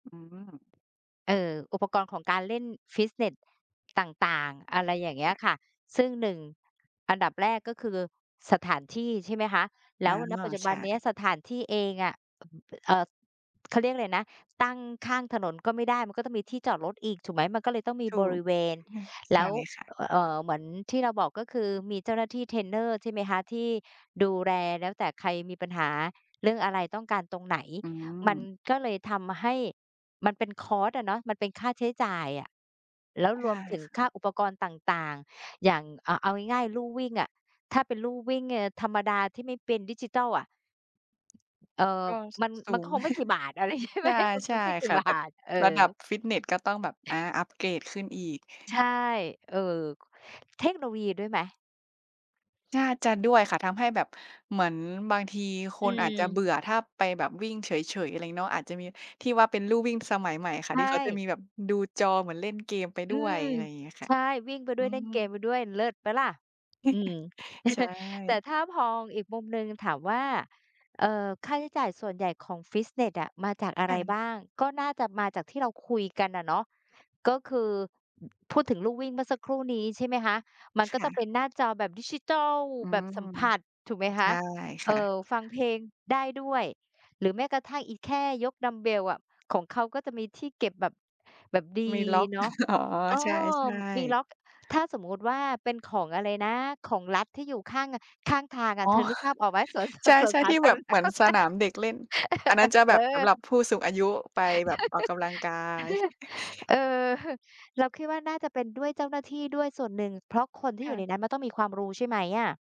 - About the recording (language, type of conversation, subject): Thai, unstructured, ทำไมค่าบริการฟิตเนสถึงแพงจนคนทั่วไปเข้าถึงได้ยาก?
- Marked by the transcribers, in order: in English: "คอสต์"; chuckle; laughing while speaking: "อะไรใช่ไหม มันคงไม่กี่บาท"; other noise; chuckle; chuckle; chuckle; laughing while speaking: "สวนสา สวนสาธารณะ เออ"; laugh; chuckle